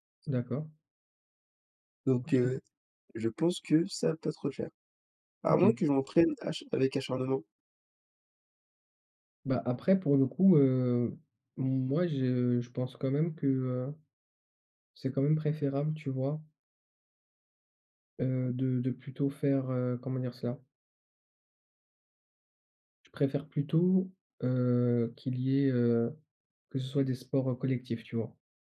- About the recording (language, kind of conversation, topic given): French, unstructured, Quel rôle joue le sport dans ta vie sociale ?
- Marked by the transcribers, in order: none